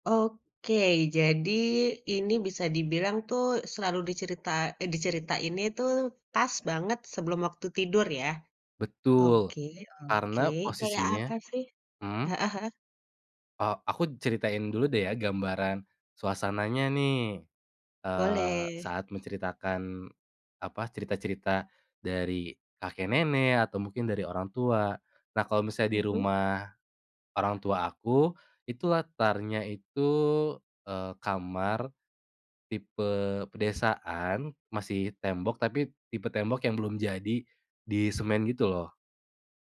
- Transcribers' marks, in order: tapping
- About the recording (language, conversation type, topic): Indonesian, podcast, Apa cerita atau dongeng yang paling sering kamu dengar saat kecil?